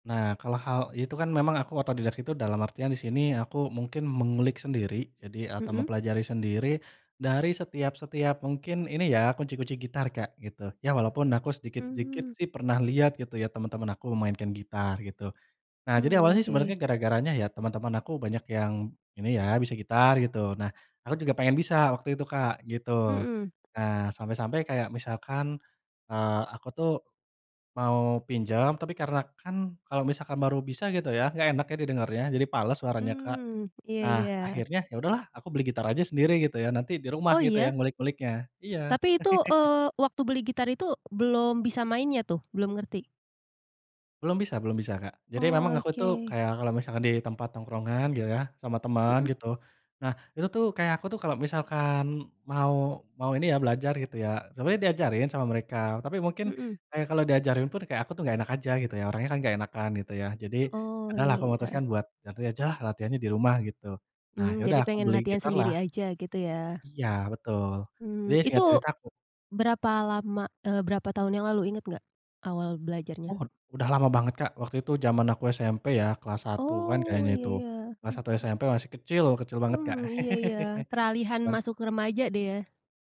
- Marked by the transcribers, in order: tapping; other background noise; chuckle; chuckle
- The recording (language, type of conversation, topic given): Indonesian, podcast, Bisa ceritakan bagaimana kamu mulai belajar sesuatu secara otodidak?